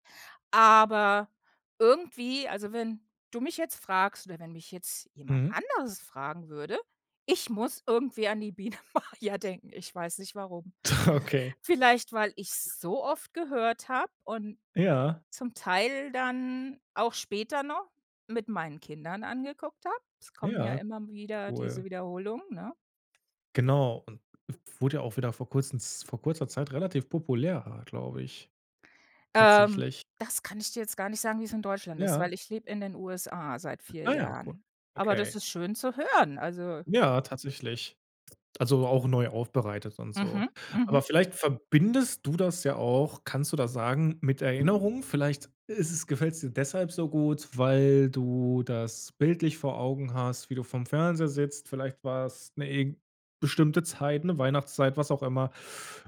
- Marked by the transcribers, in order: drawn out: "Aber"; anticipating: "anderes fragen"; laughing while speaking: "Biene Maja"; chuckle; other background noise; drawn out: "Ja"; joyful: "Ah"; joyful: "hören"
- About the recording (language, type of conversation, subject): German, podcast, Welches Lied katapultiert dich sofort in deine Kindheit zurück?